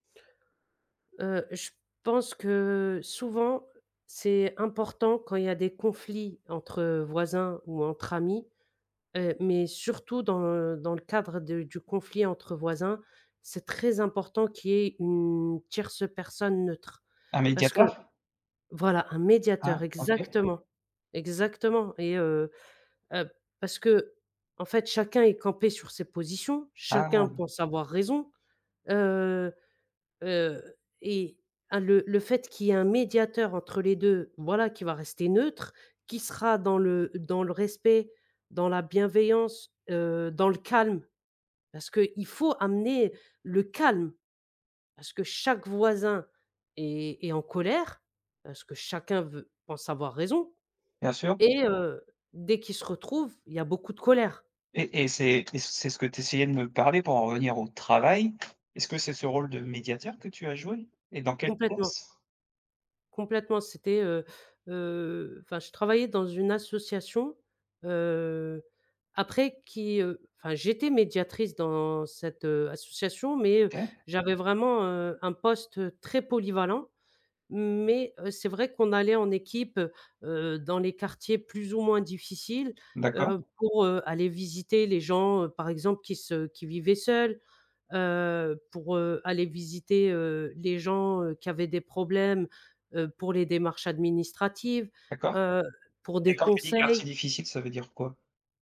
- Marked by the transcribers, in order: other background noise; stressed: "exactement"; stressed: "calme"; stressed: "calme"; tapping
- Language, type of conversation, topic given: French, podcast, Comment gérer les conflits entre amis ou voisins ?